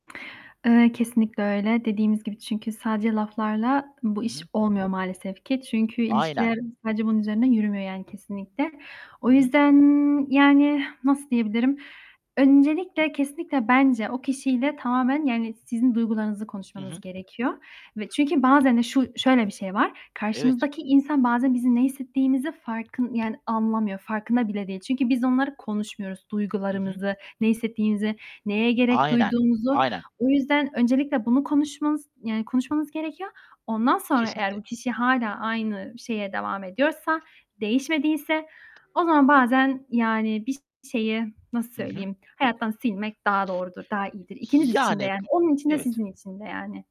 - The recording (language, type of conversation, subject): Turkish, unstructured, Geçmişte yapılmış haksızlıklar nasıl telafi edilebilir?
- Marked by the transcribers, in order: other background noise; tapping; distorted speech; static